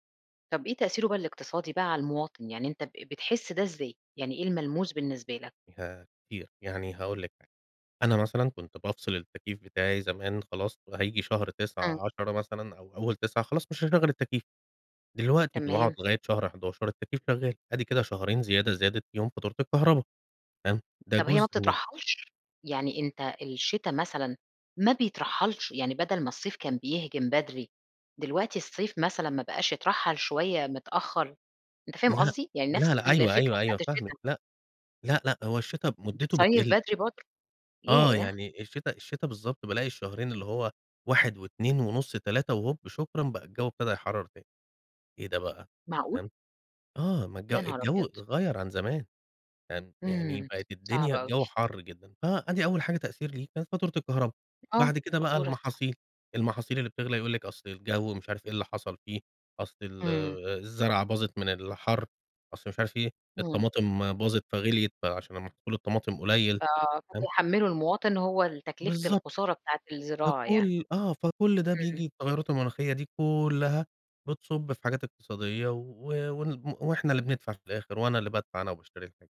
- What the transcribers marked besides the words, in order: unintelligible speech; tapping
- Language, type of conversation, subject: Arabic, podcast, إيه أكتر حاجة بتقلقك من تغيّر المناخ؟